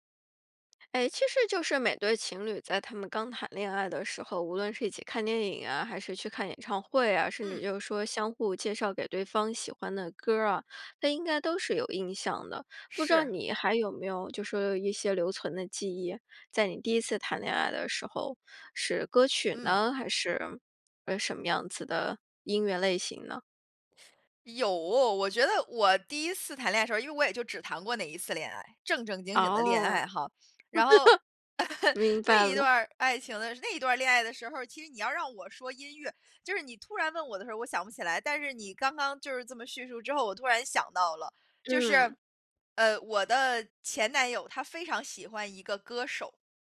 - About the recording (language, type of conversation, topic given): Chinese, podcast, 有什么歌会让你想起第一次恋爱？
- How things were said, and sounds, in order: chuckle; other background noise; chuckle